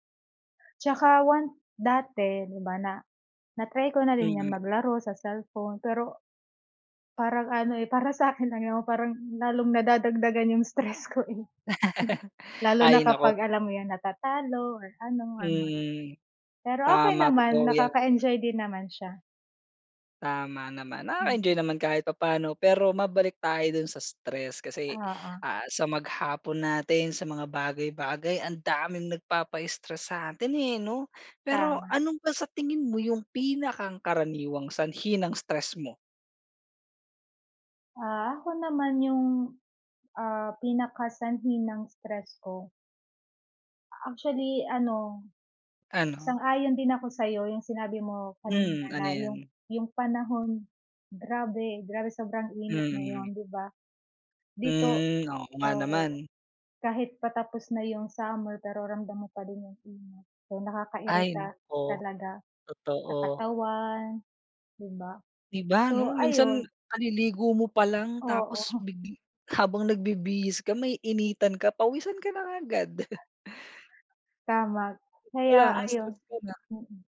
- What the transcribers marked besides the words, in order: laughing while speaking: "sa'kin lang yun"; laughing while speaking: "stress ko eh"; laugh; tapping; laughing while speaking: "Oo"; laugh
- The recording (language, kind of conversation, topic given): Filipino, unstructured, Ano ang mga nakakapagpabigat ng loob sa’yo araw-araw, at paano mo ito hinaharap?